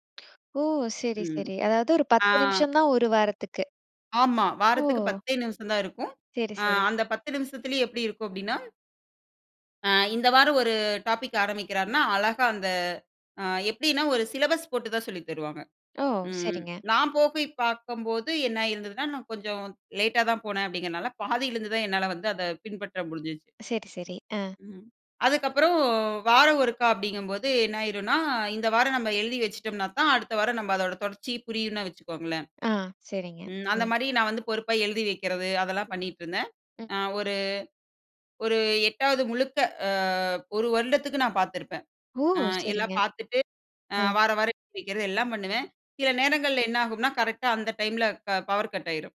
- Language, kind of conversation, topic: Tamil, podcast, உங்கள் நெஞ்சத்தில் நிற்கும் ஒரு பழைய தொலைக்காட்சி நிகழ்ச்சியை விவரிக்க முடியுமா?
- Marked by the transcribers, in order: other background noise; in English: "சிலபஸ்"; other noise